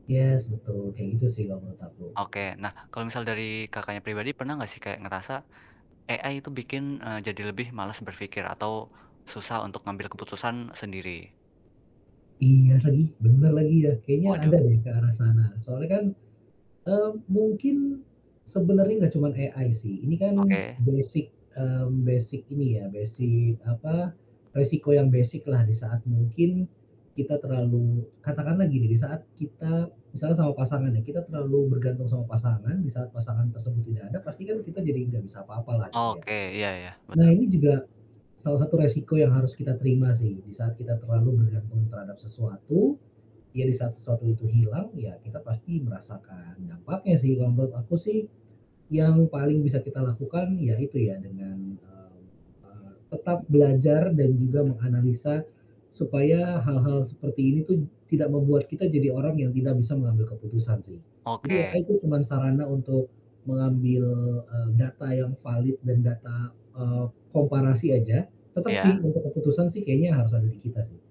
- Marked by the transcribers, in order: static; in English: "Yes"; in English: "AI"; other background noise; in English: "AI"; tapping; distorted speech; in English: "AI"
- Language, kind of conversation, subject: Indonesian, podcast, Menurut Anda, apa saja keuntungan dan kerugian jika hidup semakin bergantung pada asisten kecerdasan buatan?